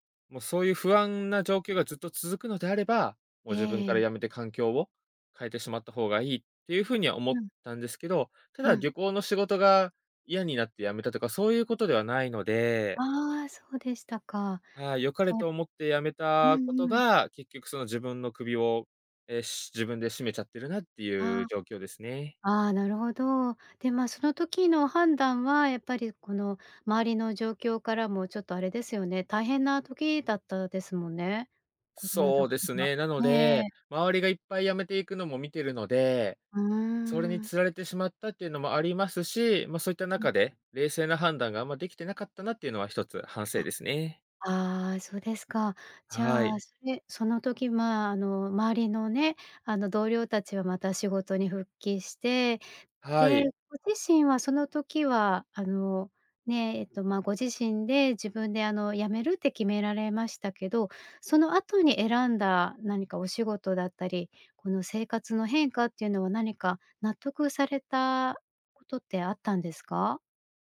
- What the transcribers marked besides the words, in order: other background noise
- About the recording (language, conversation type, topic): Japanese, advice, 自分を責めてしまい前に進めないとき、どうすればよいですか？